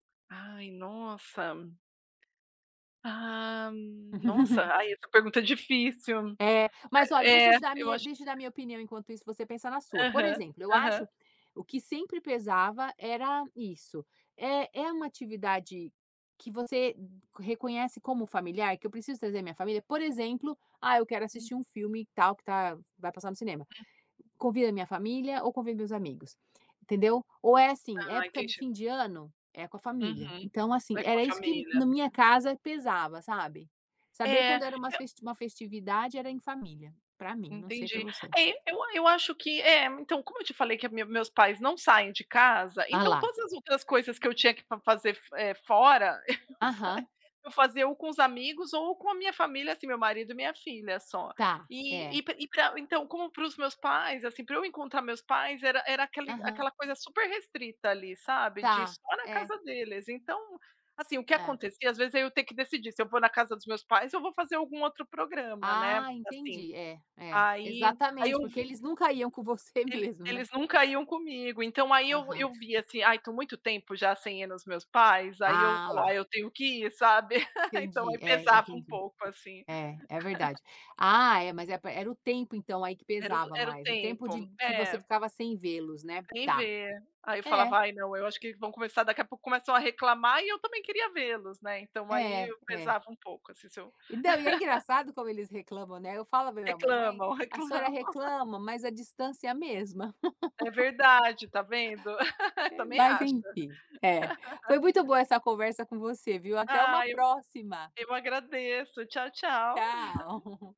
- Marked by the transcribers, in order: laugh; tapping; other noise; giggle; giggle; laugh; laugh; laugh; giggle
- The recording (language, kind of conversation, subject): Portuguese, unstructured, Você prefere passar mais tempo com a família ou com os amigos? Por quê?